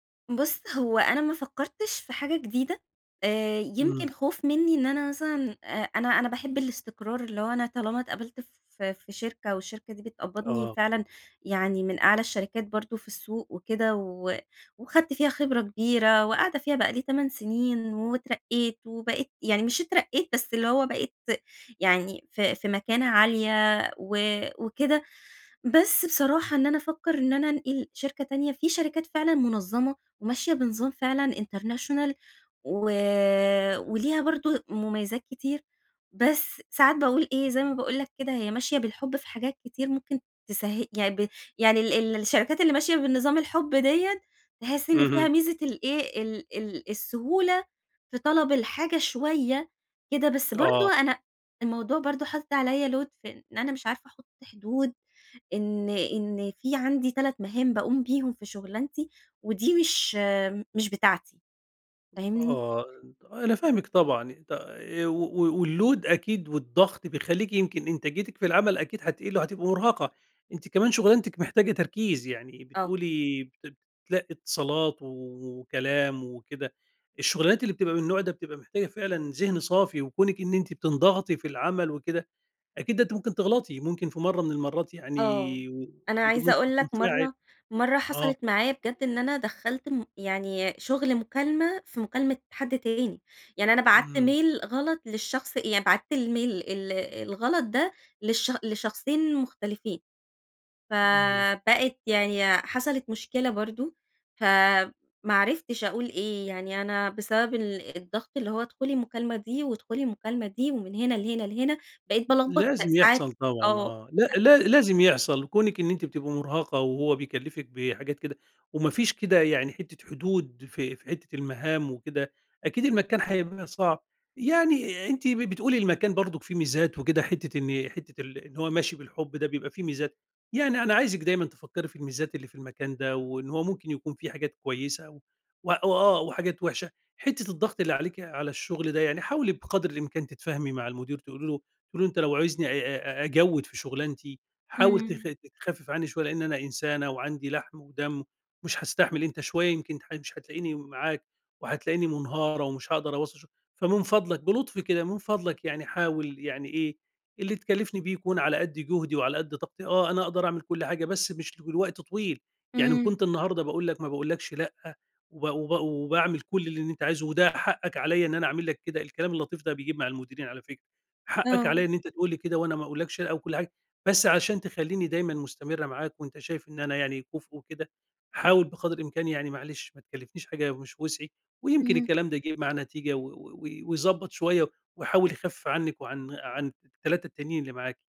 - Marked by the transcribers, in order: in English: "international"; in English: "load"; in English: "الload"; unintelligible speech; in English: "mail"; in English: "الmail"; other background noise
- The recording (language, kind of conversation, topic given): Arabic, advice, إزاي أحط حدود لما يحمّلوني شغل زيادة برا نطاق شغلي؟